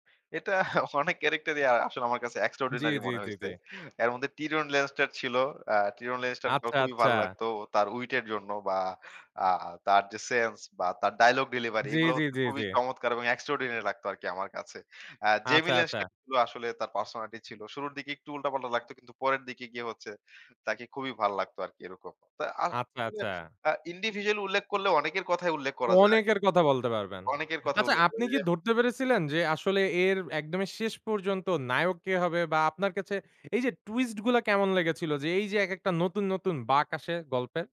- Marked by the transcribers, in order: scoff; in English: "extraordinary"; tapping; in English: "উইট"; in English: "extraordinary"; unintelligible speech; in English: "individual"; stressed: "অনেকের কথা"; unintelligible speech; unintelligible speech; in English: "twist"
- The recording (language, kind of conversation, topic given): Bengali, podcast, কেন কিছু টেলিভিশন ধারাবাহিক জনপ্রিয় হয় আর কিছু ব্যর্থ হয়—আপনার ব্যাখ্যা কী?